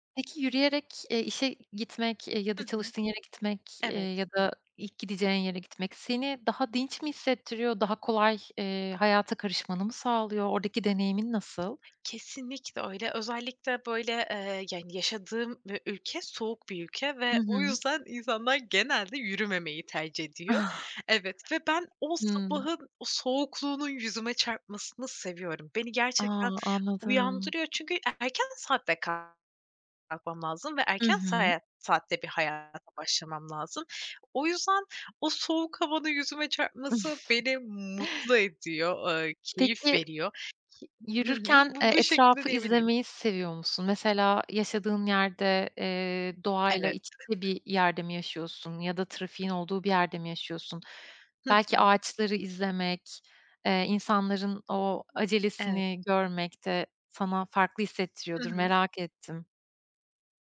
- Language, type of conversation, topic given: Turkish, podcast, Günlük küçük alışkanlıklar işine nasıl katkı sağlar?
- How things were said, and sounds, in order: joyful: "o yüzden insanlar genelde"; chuckle; tapping; joyful: "o soğuk havanın yüzüme çarpması"; chuckle; other background noise